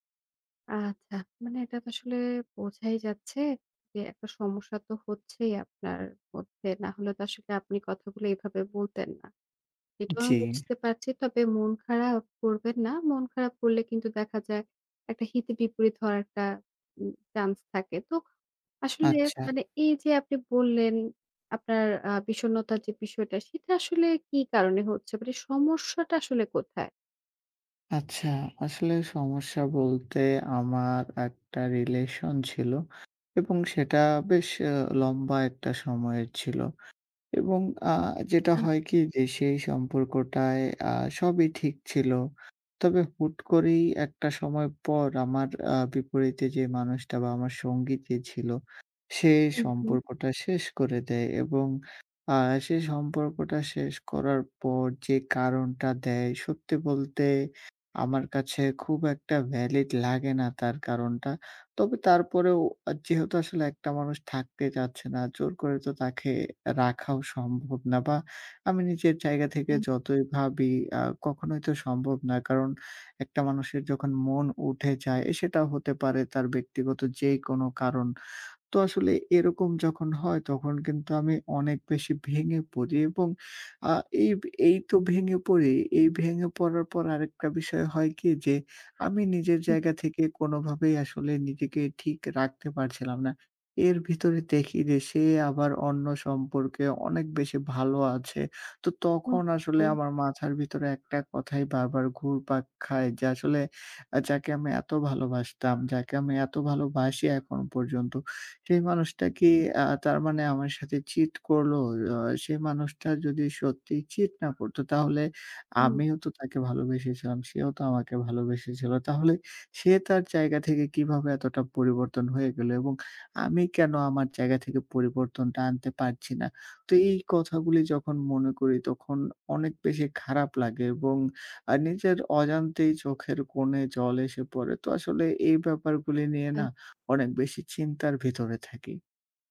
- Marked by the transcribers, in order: other background noise; tapping; "তাকে" said as "তাখে"
- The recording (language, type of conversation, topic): Bengali, advice, আপনার প্রাক্তন সঙ্গী নতুন সম্পর্কে জড়িয়েছে জেনে আপনার ভেতরে কী ধরনের ঈর্ষা ও ব্যথা তৈরি হয়?